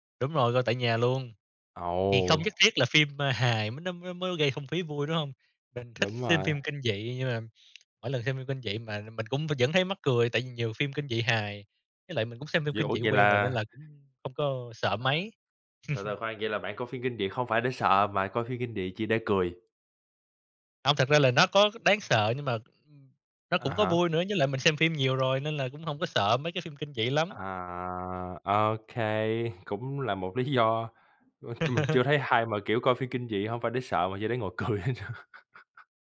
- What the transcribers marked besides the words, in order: other background noise; tapping; chuckle; other noise; chuckle; laughing while speaking: "cười hết"; laugh
- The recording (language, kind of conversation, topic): Vietnamese, unstructured, Bạn có kỷ niệm vui nào khi xem phim cùng bạn bè không?
- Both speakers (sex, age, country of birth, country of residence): male, 25-29, Vietnam, United States; male, 30-34, Vietnam, Vietnam